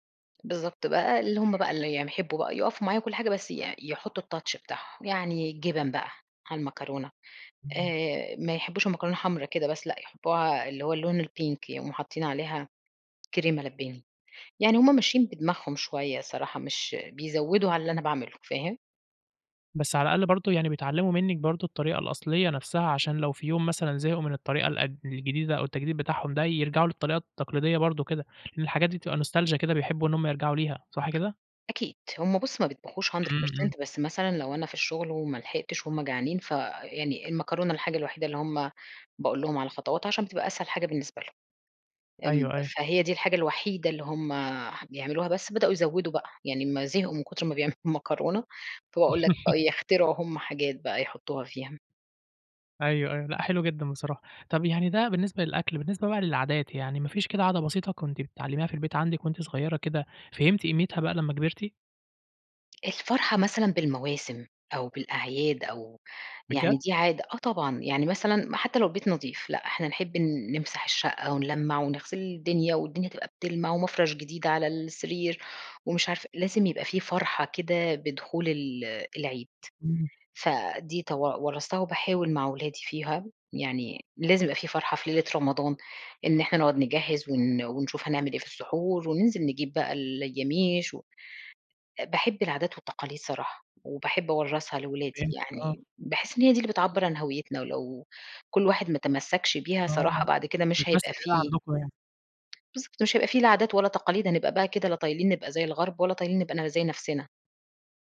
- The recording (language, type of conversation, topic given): Arabic, podcast, إزاي بتورّثوا العادات والأكلات في بيتكم؟
- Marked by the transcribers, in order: other background noise; in English: "الtouch"; in English: "الPink"; tapping; in English: "نوستالجيا"; in English: "hundred percent"; laughing while speaking: "بيعملوا"; laugh; unintelligible speech